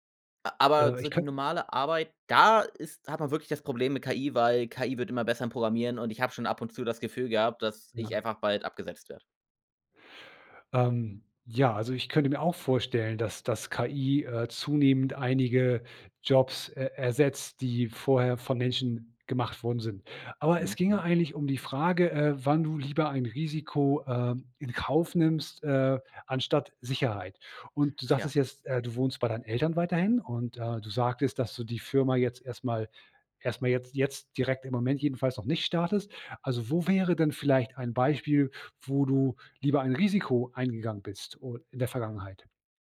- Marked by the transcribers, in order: stressed: "da"
- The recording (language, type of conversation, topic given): German, podcast, Wann gehst du lieber ein Risiko ein, als auf Sicherheit zu setzen?